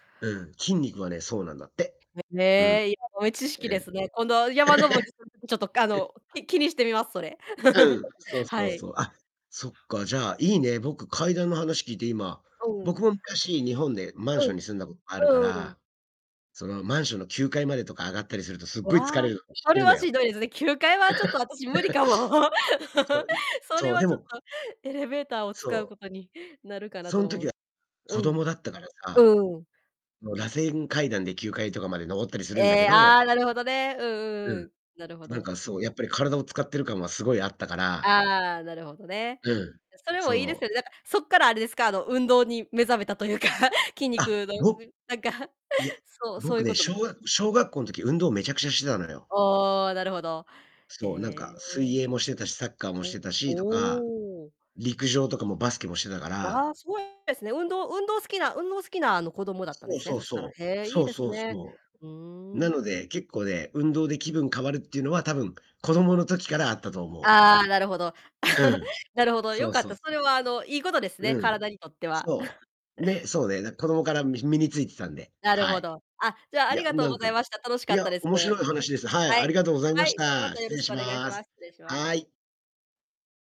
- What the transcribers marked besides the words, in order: distorted speech; unintelligible speech; laugh; chuckle; chuckle; unintelligible speech; chuckle; laugh; laughing while speaking: "いうか"; unintelligible speech; chuckle; chuckle; chuckle
- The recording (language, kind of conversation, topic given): Japanese, unstructured, 運動をすると気分はどのように変わりますか？